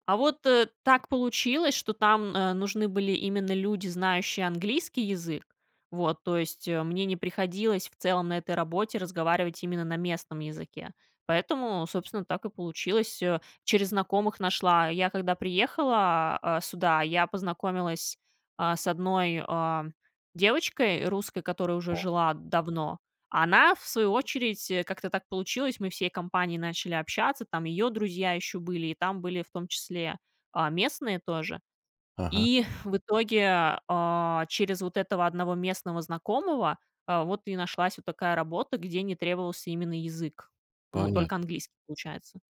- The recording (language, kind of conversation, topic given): Russian, podcast, Что мотивирует тебя продолжать, когда становится трудно?
- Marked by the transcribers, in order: tapping